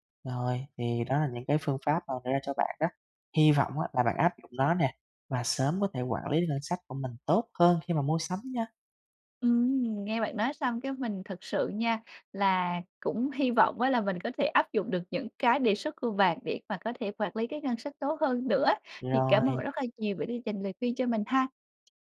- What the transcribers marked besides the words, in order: tapping
- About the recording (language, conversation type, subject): Vietnamese, advice, Làm sao tôi có thể quản lý ngân sách tốt hơn khi mua sắm?